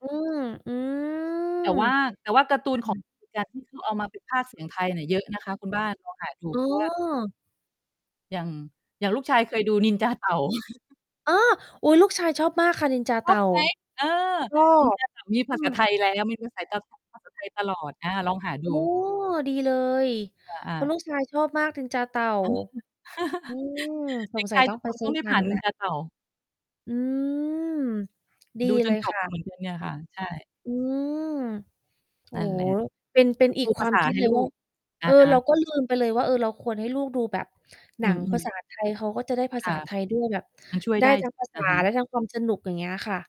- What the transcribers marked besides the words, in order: drawn out: "อืม"; distorted speech; chuckle; laugh
- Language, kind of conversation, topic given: Thai, unstructured, การดูหนังร่วมกับครอบครัวมีความหมายอย่างไรสำหรับคุณ?